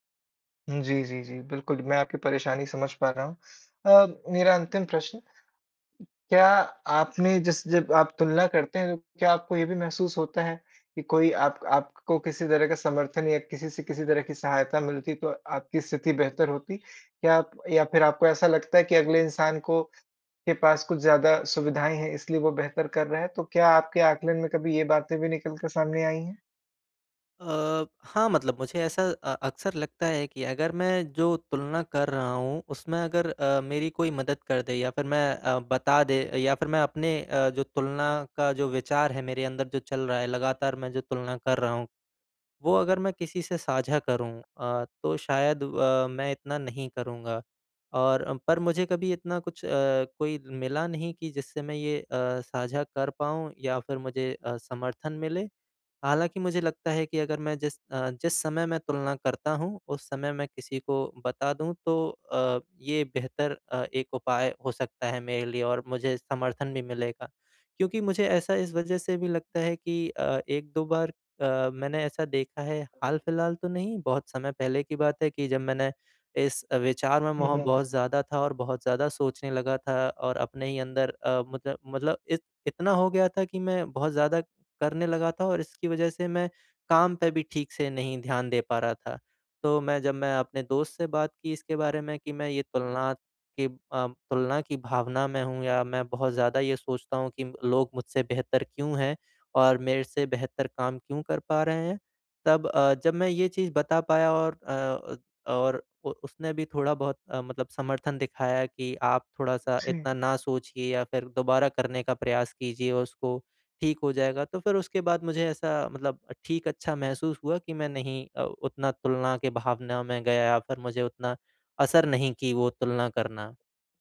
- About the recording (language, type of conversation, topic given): Hindi, advice, मैं दूसरों से तुलना करना छोड़कर अपनी ताकतों को कैसे स्वीकार करूँ?
- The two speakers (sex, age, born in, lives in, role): male, 25-29, India, India, advisor; male, 25-29, India, India, user
- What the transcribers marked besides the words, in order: other background noise; other noise